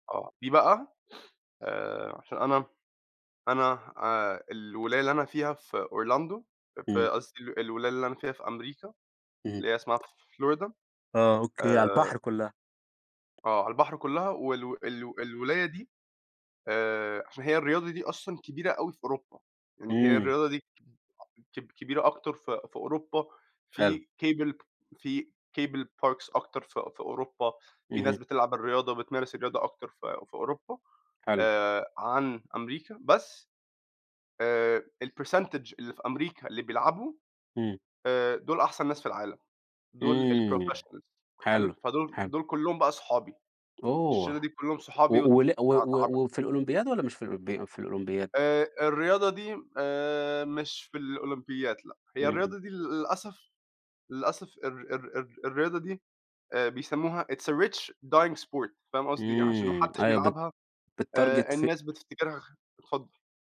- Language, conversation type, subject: Arabic, unstructured, إيه نوع الفن اللي بيخليك تحس بالسعادة؟
- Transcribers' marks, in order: sniff; tapping; in English: "cable"; in English: "cable parks"; in English: "الpercentage"; in English: "الprofessionals"; in English: "it's a rich dying sport"; in English: "بتتارجت"